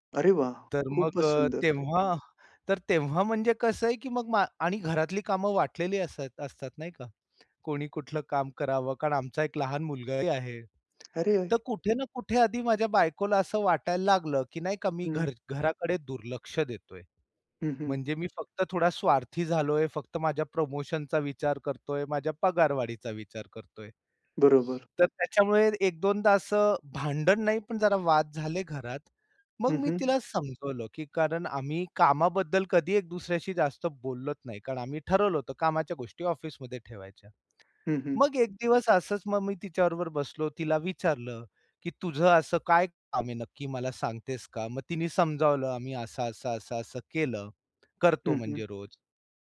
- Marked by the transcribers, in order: other background noise; tapping
- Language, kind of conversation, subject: Marathi, podcast, एखादी गोष्ट तुम्ही पूर्णपणे स्वतःहून कशी शिकली?